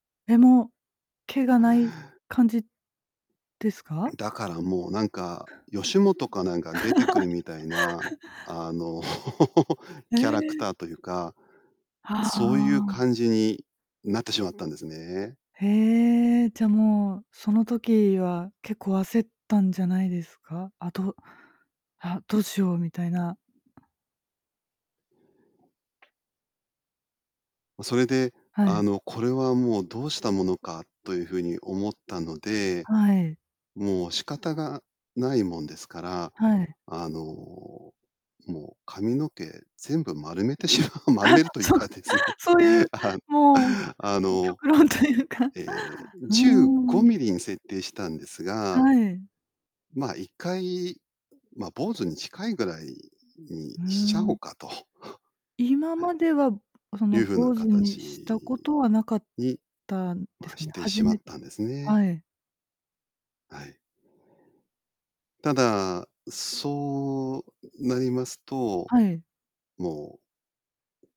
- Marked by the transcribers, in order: other background noise; laugh; laugh; tapping; laughing while speaking: "丸めてしまう 丸めるというかですね。 あ"; chuckle
- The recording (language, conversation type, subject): Japanese, podcast, 失敗談で、あとから笑い話になったエピソードはありますか？